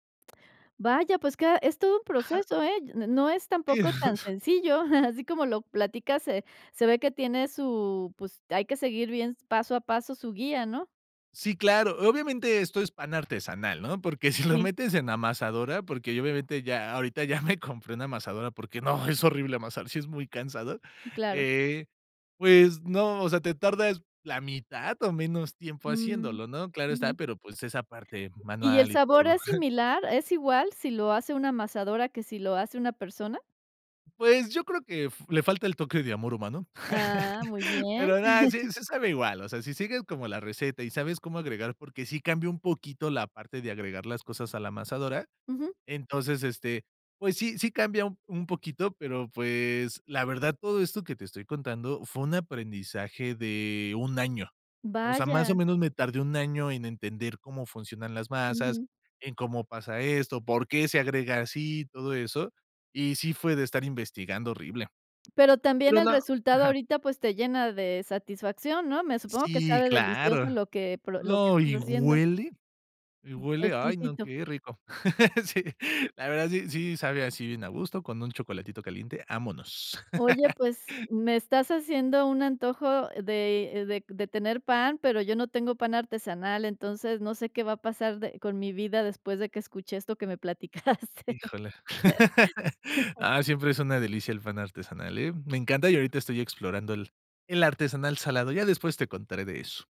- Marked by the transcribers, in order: chuckle; laughing while speaking: "si lo metes en amasadora"; laughing while speaking: "ya me"; chuckle; laugh; chuckle; tapping; stressed: "huele"; other background noise; laughing while speaking: "Sí"; laugh; laugh; laughing while speaking: "platicaste"; laugh
- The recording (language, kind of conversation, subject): Spanish, podcast, Cómo empezaste a hacer pan en casa y qué aprendiste